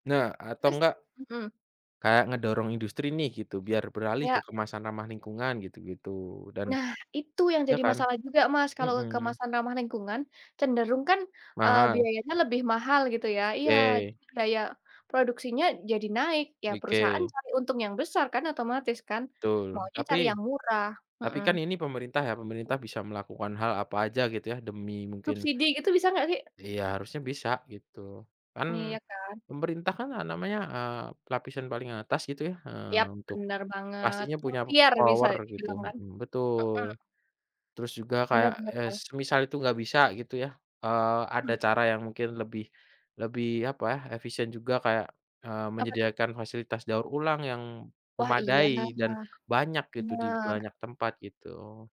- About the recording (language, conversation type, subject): Indonesian, unstructured, Bagaimana menurutmu dampak sampah plastik terhadap lingkungan sekitar kita?
- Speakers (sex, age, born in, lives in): female, 20-24, Indonesia, Indonesia; male, 25-29, Indonesia, Indonesia
- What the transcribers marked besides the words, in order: tapping; in English: "power"; other background noise